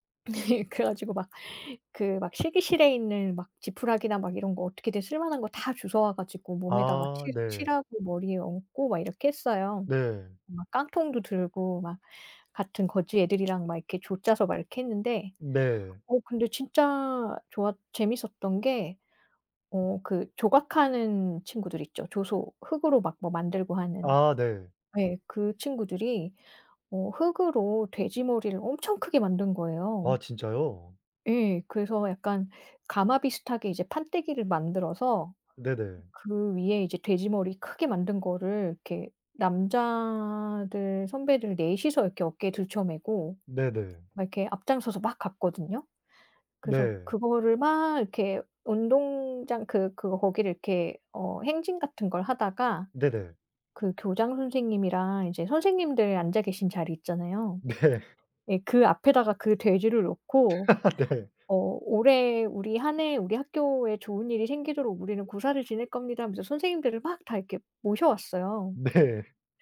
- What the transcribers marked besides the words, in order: laughing while speaking: "네"; "주워" said as "주서"; other background noise; laughing while speaking: "네"; laugh; laughing while speaking: "네"; laughing while speaking: "네"
- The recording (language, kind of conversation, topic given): Korean, unstructured, 학교에서 가장 행복했던 기억은 무엇인가요?
- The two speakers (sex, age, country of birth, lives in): female, 45-49, South Korea, France; male, 20-24, South Korea, South Korea